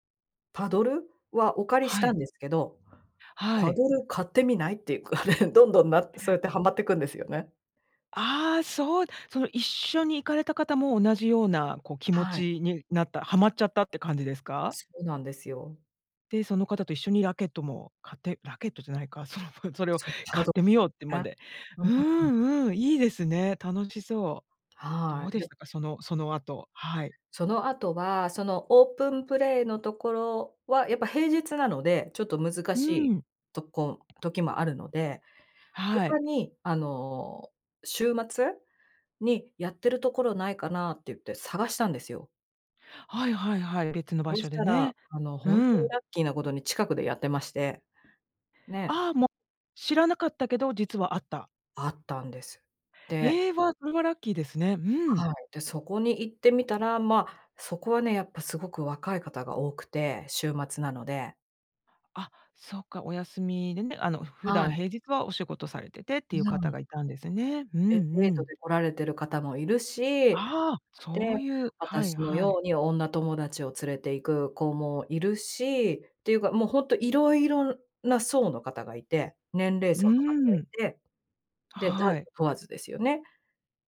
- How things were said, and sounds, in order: laughing while speaking: "っていうかね"; laughing while speaking: "そのそれを"; other background noise
- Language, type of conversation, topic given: Japanese, podcast, 最近ハマっている遊びや、夢中になっている創作活動は何ですか？